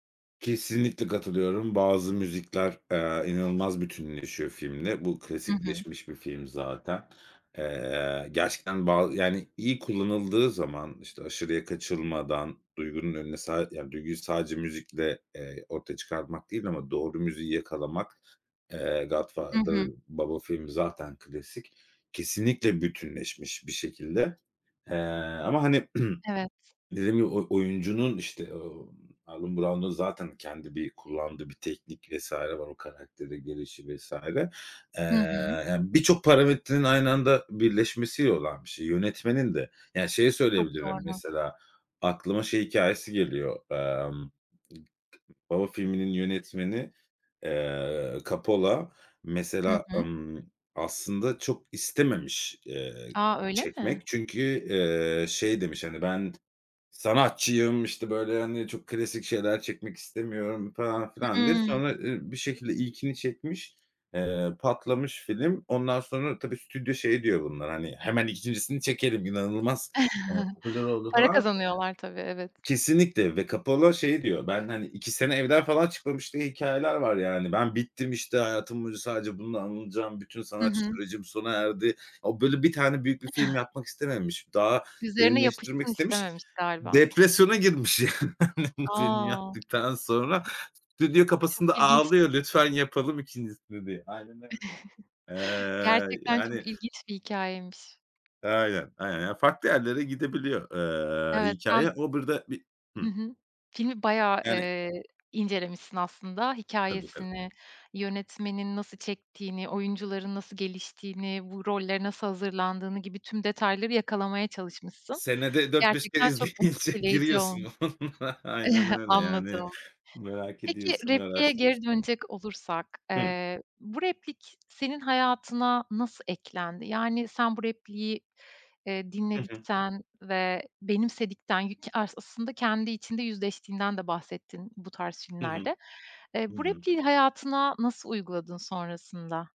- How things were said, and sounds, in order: other background noise; tapping; throat clearing; chuckle; other noise; laughing while speaking: "Depresyona girmiş yani. Bu filmi yaptıktan sonra"; chuckle; laughing while speaking: "Senede dört beş kere izleyince giriyorsun Aynen öyle"; unintelligible speech; chuckle
- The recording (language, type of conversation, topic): Turkish, podcast, Hayatına dokunan bir sahneyi ya da repliği paylaşır mısın?